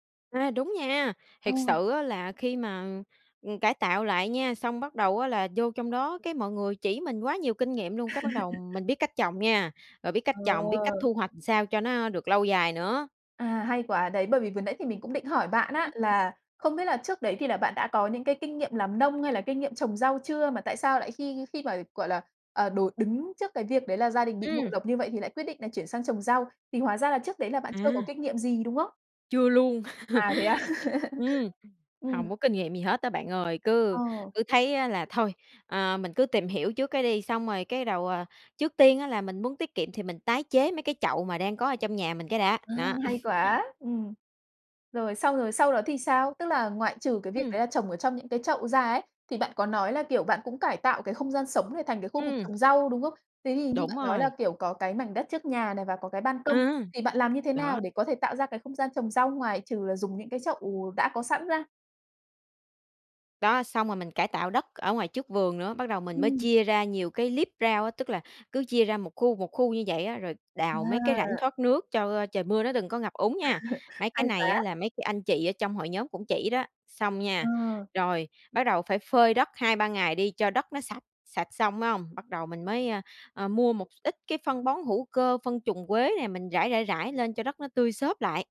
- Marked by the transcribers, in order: laugh; laugh; other background noise; laugh; laugh; tapping; laugh
- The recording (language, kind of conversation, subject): Vietnamese, podcast, Bạn có bí quyết nào để trồng rau trên ban công không?